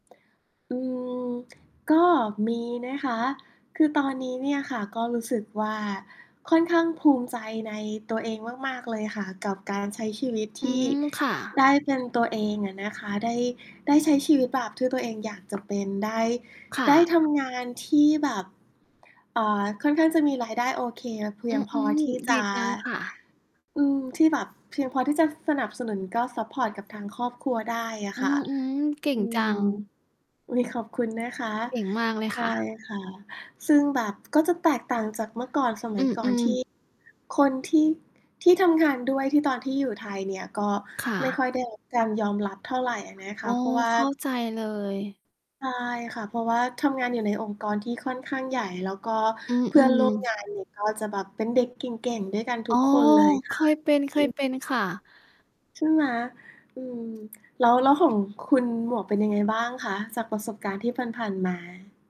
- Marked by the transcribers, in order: static; mechanical hum; other background noise; tapping; distorted speech
- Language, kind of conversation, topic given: Thai, unstructured, อะไรคือสิ่งที่ทำให้คุณรู้สึกภูมิใจในตัวเองแม้ไม่มีใครเห็น?
- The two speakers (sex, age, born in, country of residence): female, 30-34, Thailand, Thailand; female, 40-44, Thailand, Malta